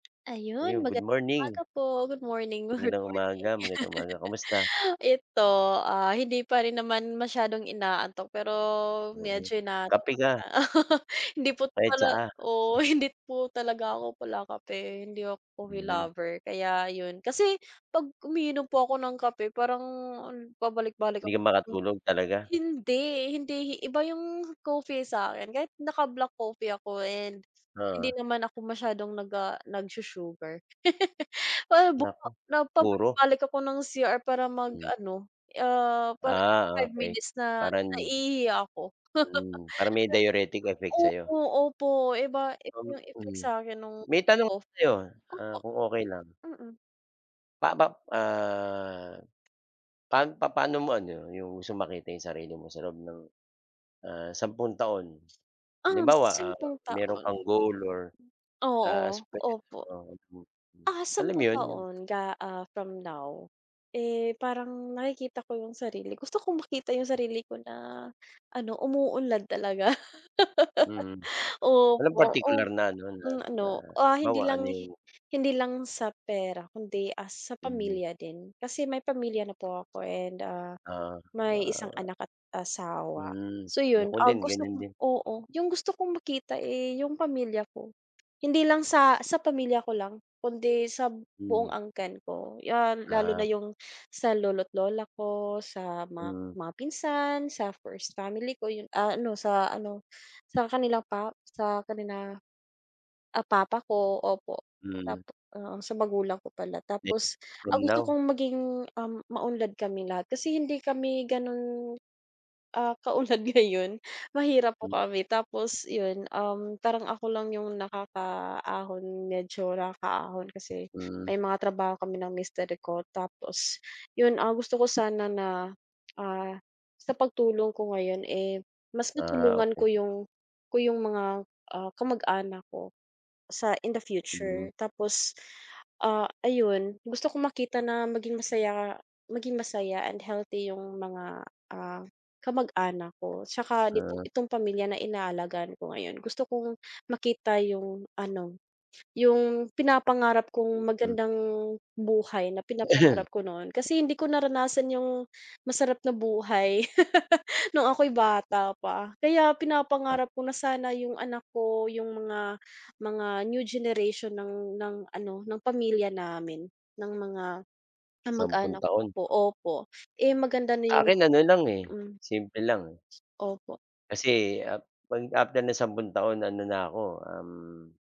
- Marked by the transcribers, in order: laughing while speaking: "Good morning"; laugh; laugh; other background noise; tapping; laugh; in English: "diuretic effect"; laugh; unintelligible speech; laugh; unintelligible speech; laughing while speaking: "katulad ngayon"; throat clearing; laugh
- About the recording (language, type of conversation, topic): Filipino, unstructured, Paano mo gustong makita ang sarili mo pagkalipas ng sampung taon?